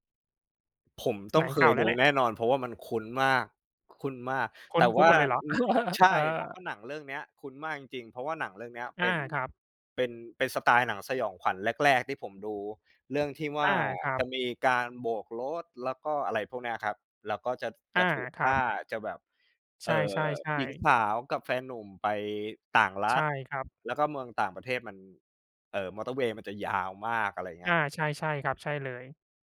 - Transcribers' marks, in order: laugh; other background noise
- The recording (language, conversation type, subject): Thai, unstructured, คุณชอบดูหนังแนวไหนที่สุด และเพราะอะไร?